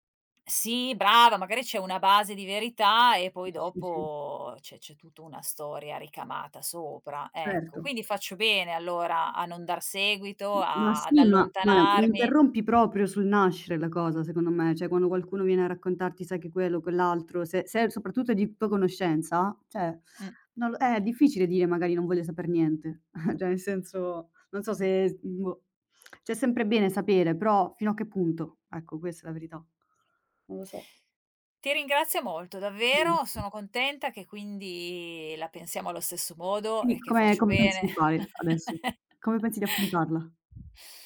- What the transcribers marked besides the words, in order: tapping; "Sì" said as "ì"; "cioè" said as "ceh"; "cioè" said as "ceh"; chuckle; "Cioè" said as "ceh"; "Cioè" said as "ceh"; other background noise; chuckle
- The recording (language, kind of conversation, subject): Italian, advice, Come posso gestire pettegolezzi e malintesi all’interno del gruppo?